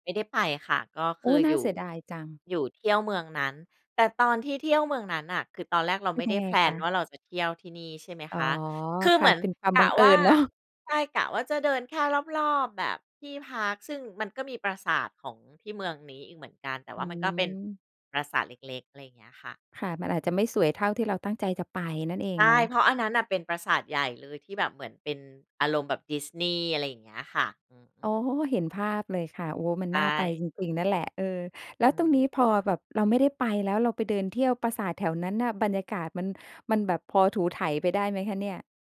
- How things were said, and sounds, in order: tapping; laughing while speaking: "เนาะ"
- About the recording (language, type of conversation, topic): Thai, podcast, ตอนที่หลงทาง คุณรู้สึกกลัวหรือสนุกมากกว่ากัน เพราะอะไร?